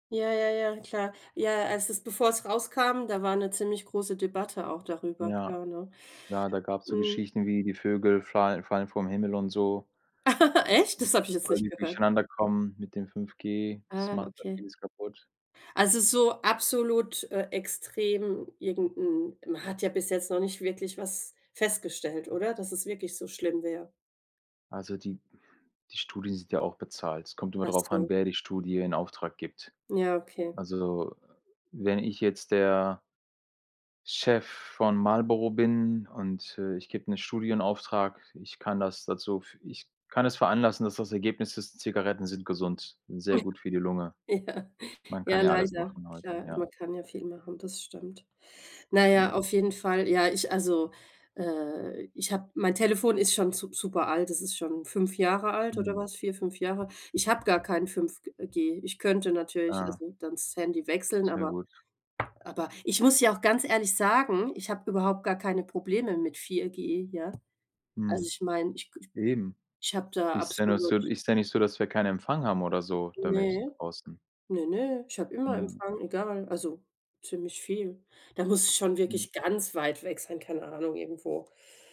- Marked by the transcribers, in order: laugh; unintelligible speech; chuckle; laughing while speaking: "Ja"; tapping
- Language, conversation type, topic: German, unstructured, Wie verändert Technologie unseren Alltag wirklich?